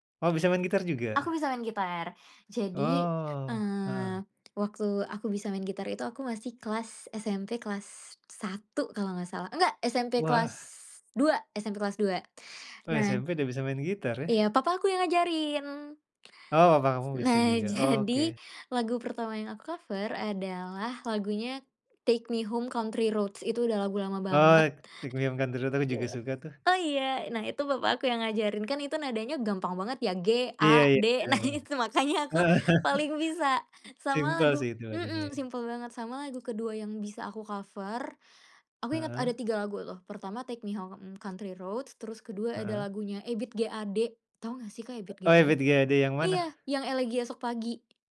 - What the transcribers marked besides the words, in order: tapping; laughing while speaking: "jadi"; in English: "cover"; laughing while speaking: "nah, itu makanya aku paling bisa"; laughing while speaking: "Heeh"
- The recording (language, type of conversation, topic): Indonesian, podcast, Apa hobi favoritmu, dan kenapa kamu menyukainya?